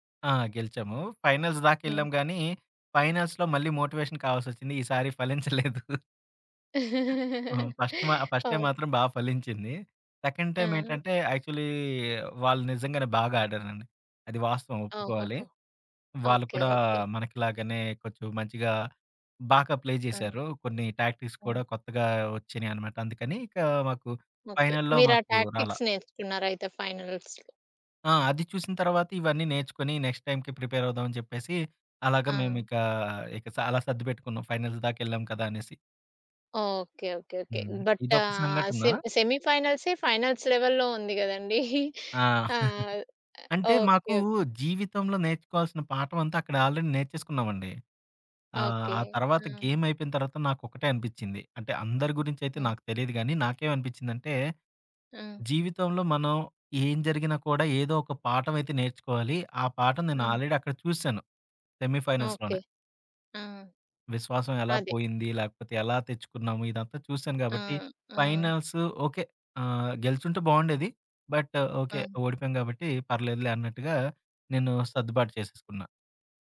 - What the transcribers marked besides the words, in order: in English: "ఫైనల్స్"; in English: "ఫైనల్స్‌లో"; in English: "మోటివేషన్"; laughing while speaking: "ఫలించలేదు"; laugh; other background noise; in English: "ఫస్ట్"; in English: "ఫస్ట్ టైమ్"; in English: "సెకండ్ టైమ్"; in English: "యాక్చువల్లీ"; in English: "ప్లే"; in English: "టాక్టిక్స్"; tapping; in English: "ఫైనల్‌లో"; in English: "టాక్టిక్స్"; in English: "ఫైనల్స్‌లో?"; in English: "నెక్స్ట్ టైమ్‌కి"; in English: "ఫైనల్స్"; in English: "బట్"; in English: "ఫైనల్స్ లెవెల్‌లో"; chuckle; in English: "ఆల్‌రెడీ"; in English: "ఆల్‌రెడీ"; in English: "సెమీ"; in English: "ఫైనల్స్"; in English: "బట్"
- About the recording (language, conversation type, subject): Telugu, podcast, మీరు మీ టీమ్‌లో విశ్వాసాన్ని ఎలా పెంచుతారు?